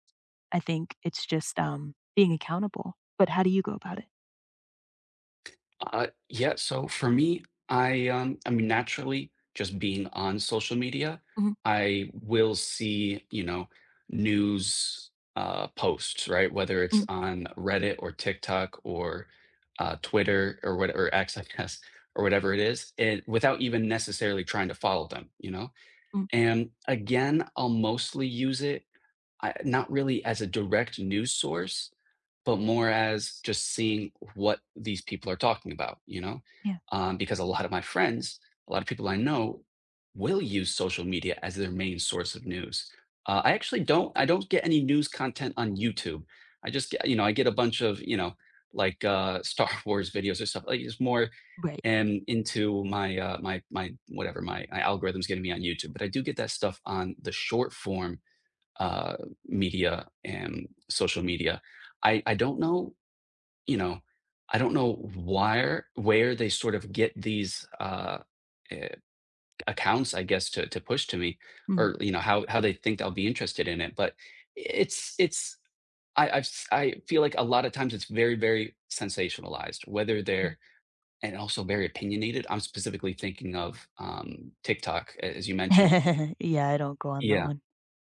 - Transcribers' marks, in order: laughing while speaking: "I guess"; laughing while speaking: "Star Wars"; chuckle
- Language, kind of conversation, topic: English, unstructured, What are your go-to ways to keep up with new laws and policy changes?